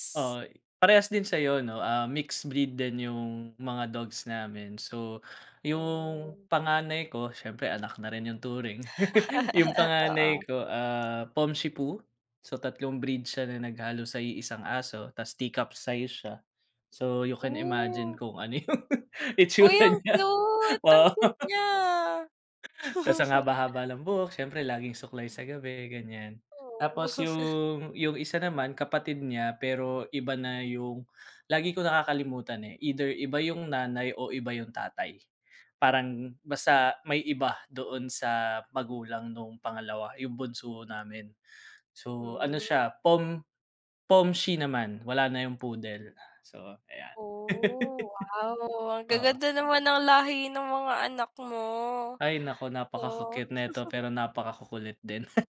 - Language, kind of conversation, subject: Filipino, unstructured, Bakit mahalaga ang pagpapabakuna sa mga alagang hayop?
- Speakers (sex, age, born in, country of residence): female, 25-29, Philippines, Philippines; male, 30-34, Philippines, Philippines
- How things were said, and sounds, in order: chuckle; laugh; laughing while speaking: "ano yung itsura niya. Oo"; other background noise; chuckle; chuckle; chuckle; laugh; chuckle